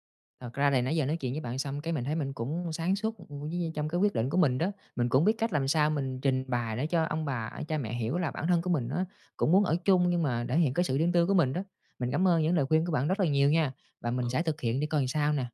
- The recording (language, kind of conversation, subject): Vietnamese, advice, Làm sao để giảm căng thẳng khi sống chung nhiều thế hệ trong một nhà?
- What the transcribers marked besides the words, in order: tapping